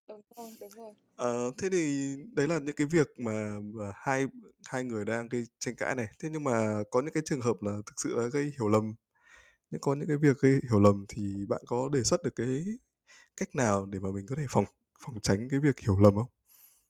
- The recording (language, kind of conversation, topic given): Vietnamese, unstructured, Làm sao để giải quyết mâu thuẫn trong tình cảm một cách hiệu quả?
- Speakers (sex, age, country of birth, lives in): female, 20-24, Vietnam, United States; male, 25-29, Vietnam, Vietnam
- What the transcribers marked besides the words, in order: distorted speech